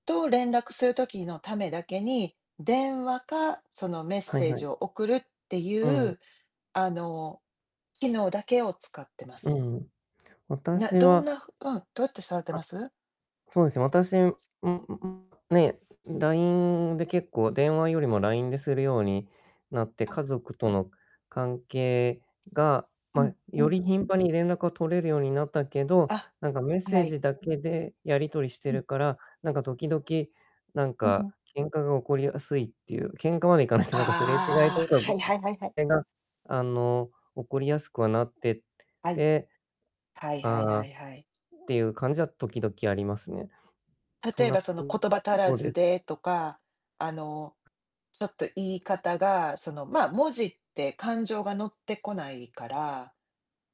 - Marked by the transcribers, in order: distorted speech; tapping; unintelligible speech; unintelligible speech
- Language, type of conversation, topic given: Japanese, unstructured, SNSは人とのつながりにどのような影響を与えていますか？